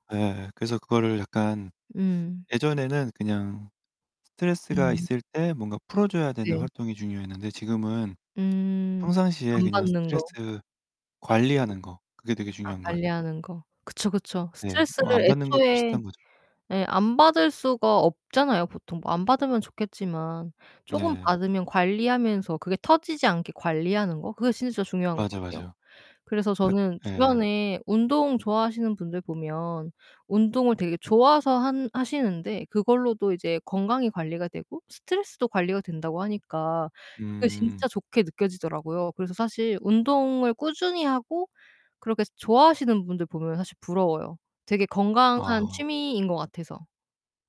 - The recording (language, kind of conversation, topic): Korean, unstructured, 스트레스가 쌓였을 때 어떻게 푸세요?
- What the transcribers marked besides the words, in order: distorted speech; tapping; other background noise